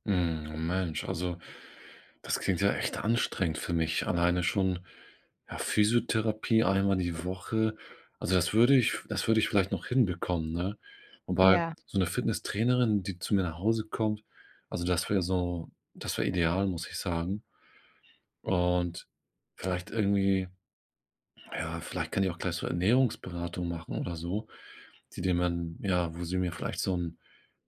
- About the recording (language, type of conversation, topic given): German, advice, Warum fällt es mir schwer, regelmäßig Sport zu treiben oder mich zu bewegen?
- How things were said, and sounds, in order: none